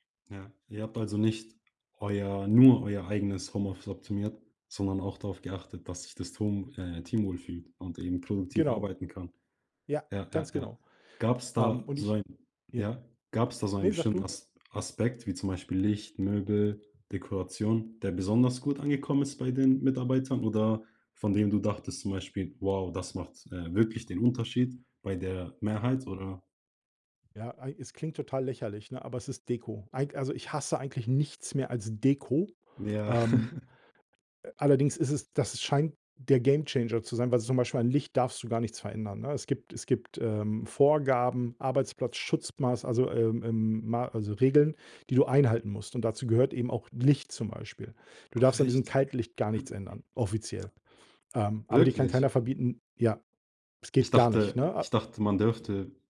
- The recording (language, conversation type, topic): German, podcast, Wie richtest du dein Homeoffice praktisch ein?
- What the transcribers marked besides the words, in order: other background noise; stressed: "nichts"; chuckle; throat clearing